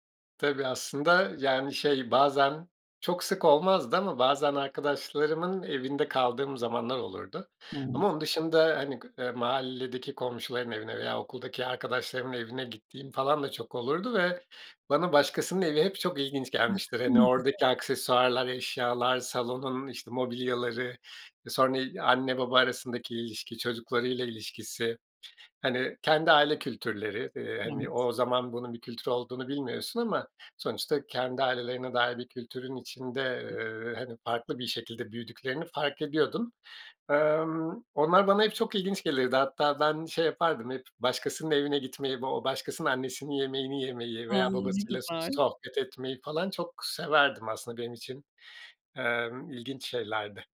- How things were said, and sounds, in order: unintelligible speech; unintelligible speech; unintelligible speech
- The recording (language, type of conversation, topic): Turkish, podcast, Çok kültürlü olmak seni nerede zorladı, nerede güçlendirdi?
- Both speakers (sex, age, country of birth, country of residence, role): female, 45-49, Turkey, Spain, host; male, 40-44, Turkey, Portugal, guest